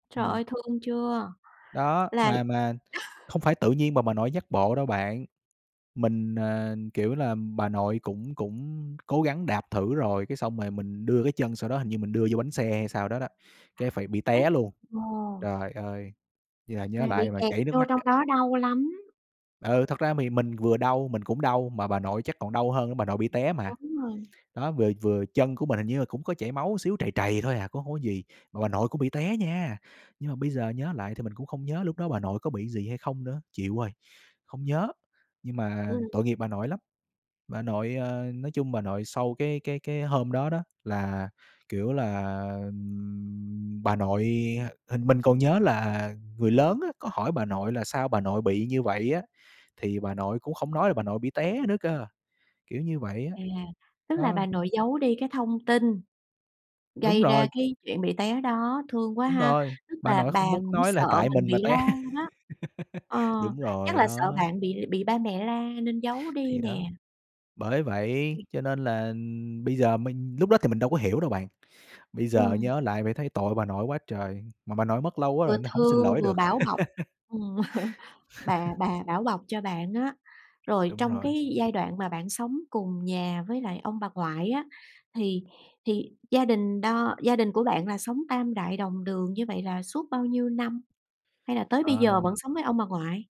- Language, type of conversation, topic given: Vietnamese, podcast, Ông bà đã đóng vai trò như thế nào trong tuổi thơ của bạn?
- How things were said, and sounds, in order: tapping; other noise; other background noise; unintelligible speech; laughing while speaking: "té"; laugh; chuckle; laugh